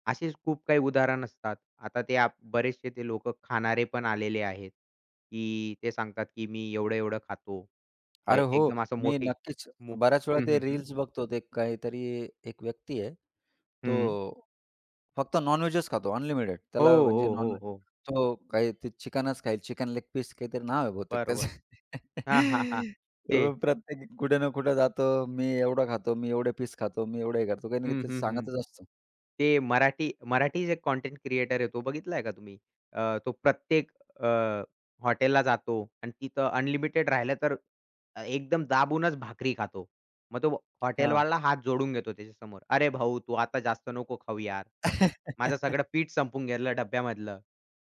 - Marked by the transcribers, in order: tapping; in English: "नॉनव्हेजचं"; other background noise; in English: "नॉनव्हेज"; laughing while speaking: "त्याचं"; chuckle; laugh
- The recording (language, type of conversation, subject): Marathi, podcast, व्हायरल चॅलेंज लोकांना इतके भुरळ का घालतात?